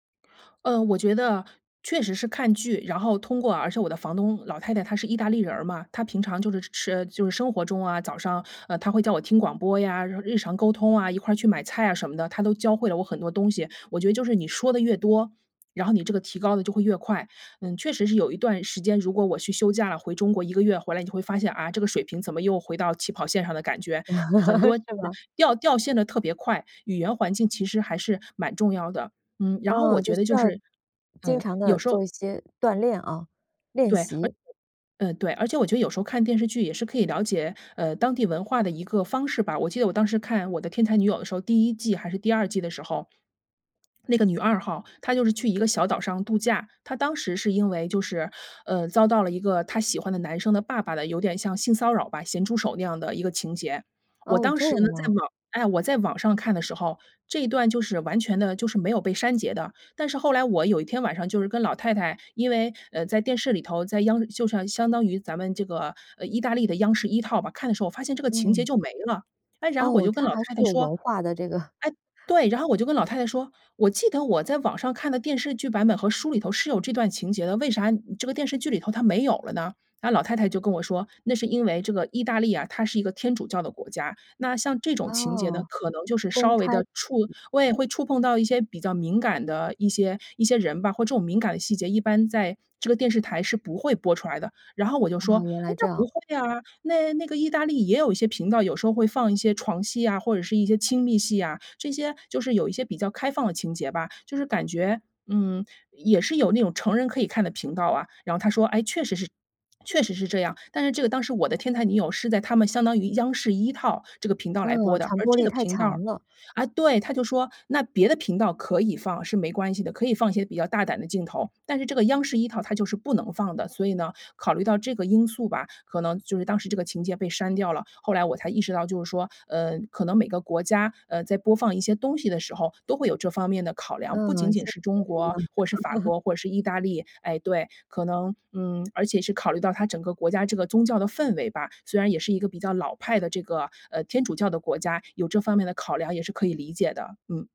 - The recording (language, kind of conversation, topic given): Chinese, podcast, 有哪些方式能让学习变得有趣？
- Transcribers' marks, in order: laugh; chuckle; other background noise; "对" said as "喂"; swallow; laugh